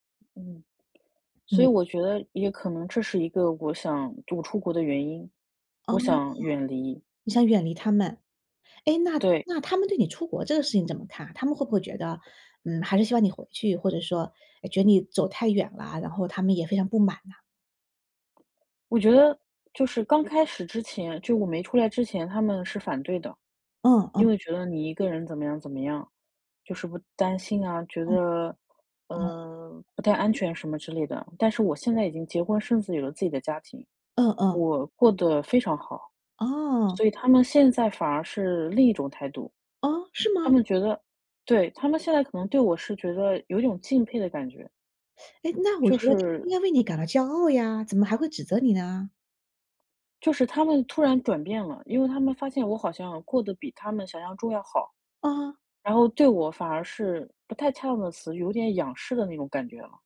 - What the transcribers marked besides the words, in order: other background noise; tapping
- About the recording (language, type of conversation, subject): Chinese, advice, 情绪触发与行为循环